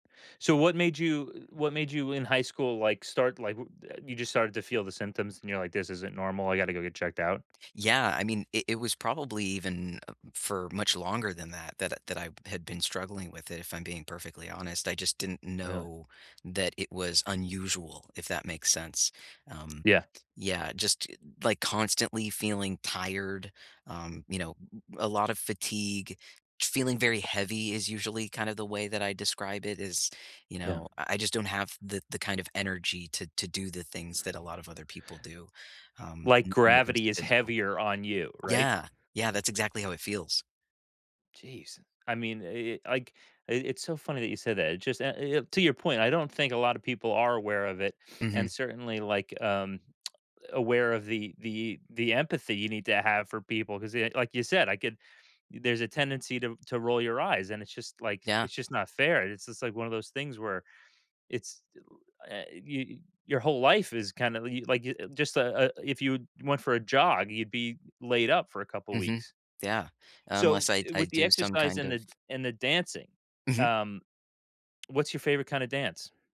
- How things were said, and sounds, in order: stressed: "know"; tsk
- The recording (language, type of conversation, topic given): English, unstructured, How can exercise improve my mood?
- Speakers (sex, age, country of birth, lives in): male, 30-34, United States, United States; male, 40-44, United States, United States